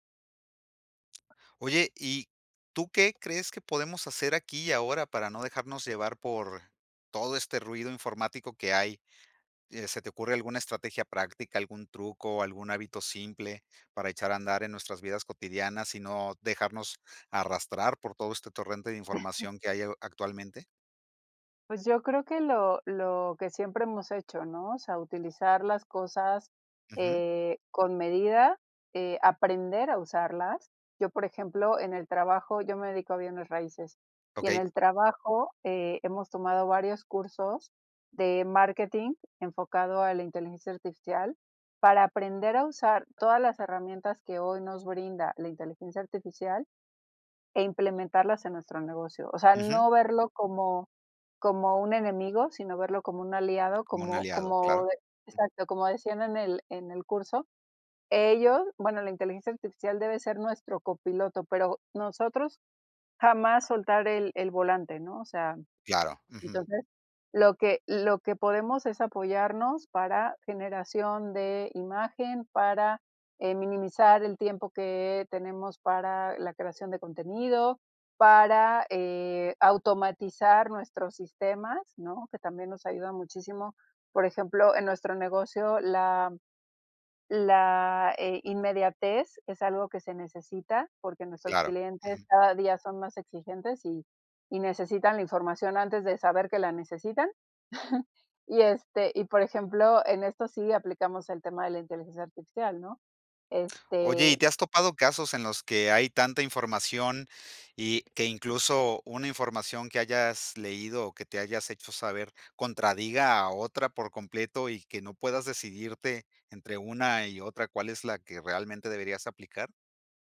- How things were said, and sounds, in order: other background noise; chuckle; other noise; chuckle
- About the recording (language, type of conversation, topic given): Spanish, podcast, ¿Cómo afecta el exceso de información a nuestras decisiones?